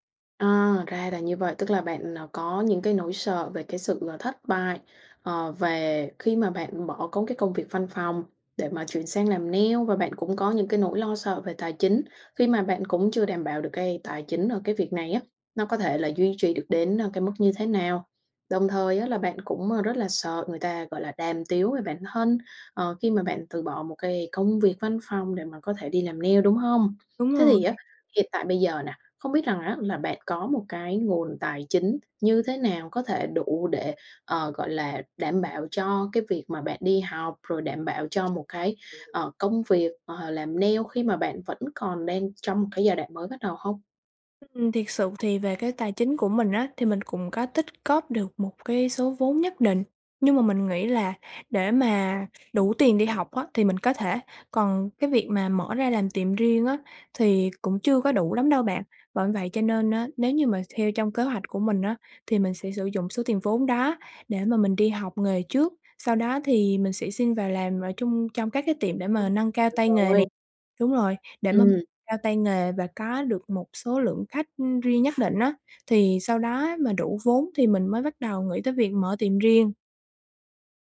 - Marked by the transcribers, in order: tapping; other background noise; unintelligible speech
- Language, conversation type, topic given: Vietnamese, advice, Bạn nên làm gì khi lo lắng về thất bại và rủi ro lúc bắt đầu khởi nghiệp?
- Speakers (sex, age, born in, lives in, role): female, 20-24, Vietnam, Vietnam, user; female, 25-29, Vietnam, Germany, advisor